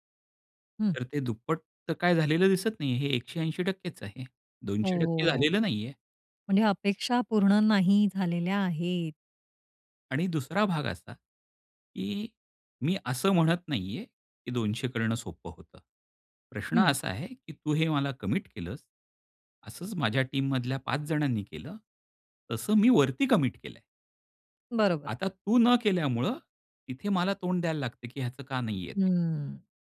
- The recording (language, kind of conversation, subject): Marathi, podcast, फीडबॅक देताना तुमची मांडणी कशी असते?
- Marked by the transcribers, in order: in English: "कमिट"; in English: "टीममधल्या"; in English: "कमिट"